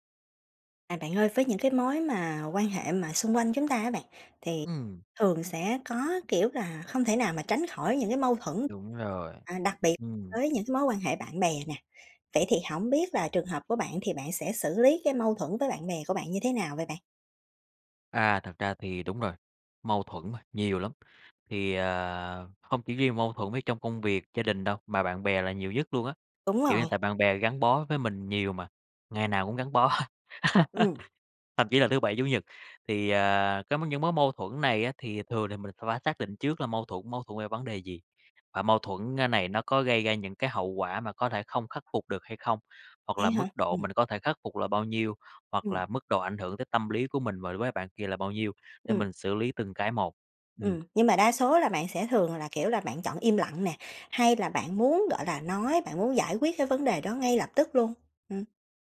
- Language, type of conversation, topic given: Vietnamese, podcast, Bạn xử lý mâu thuẫn với bạn bè như thế nào?
- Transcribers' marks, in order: other background noise; tapping; laughing while speaking: "bó"; laugh